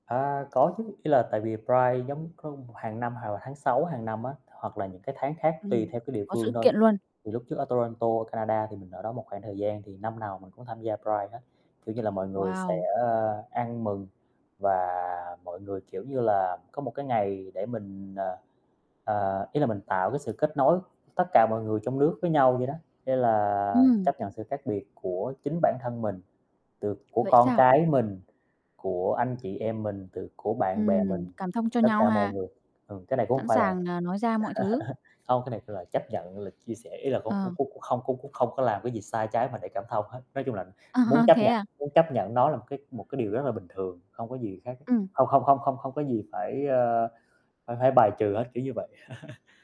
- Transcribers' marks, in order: other background noise; in English: "Pride"; tapping; static; "Vậy" said as "huậy"; chuckle; distorted speech; laughing while speaking: "Ờ"; chuckle
- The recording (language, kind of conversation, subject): Vietnamese, podcast, Bạn cảm thấy thế nào khi nhìn thấy biểu tượng Tự hào ngoài đường phố?